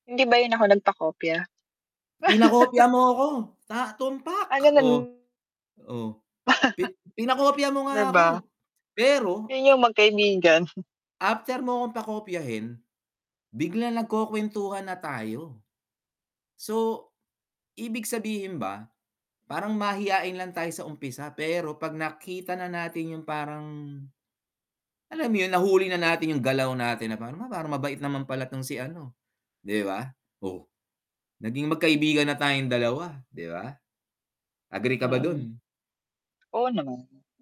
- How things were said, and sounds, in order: tapping; chuckle; static; chuckle; chuckle
- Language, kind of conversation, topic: Filipino, unstructured, Ano ang pananaw mo sa pagkakaroon ng matalik na kaibigan?
- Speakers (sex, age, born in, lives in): female, 25-29, Philippines, Philippines; male, 45-49, Philippines, United States